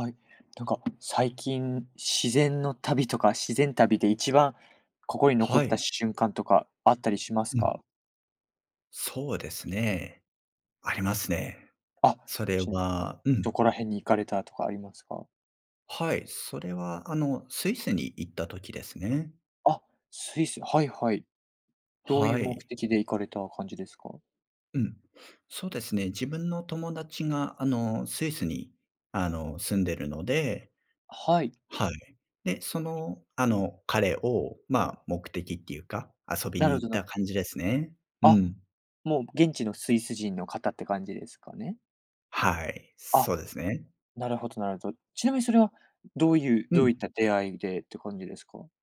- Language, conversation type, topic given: Japanese, podcast, 最近の自然を楽しむ旅行で、いちばん心に残った瞬間は何でしたか？
- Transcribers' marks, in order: tapping